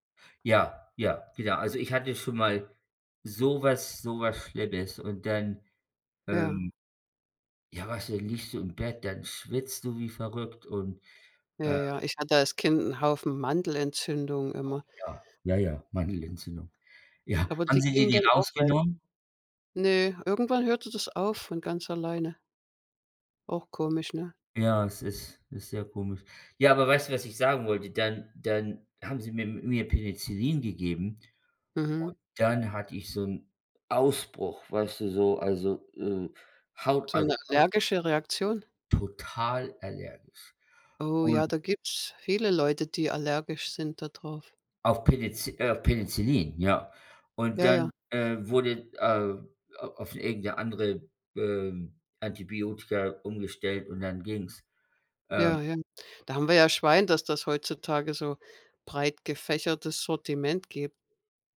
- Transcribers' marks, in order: none
- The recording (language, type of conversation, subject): German, unstructured, Warum war die Entdeckung des Penicillins so wichtig?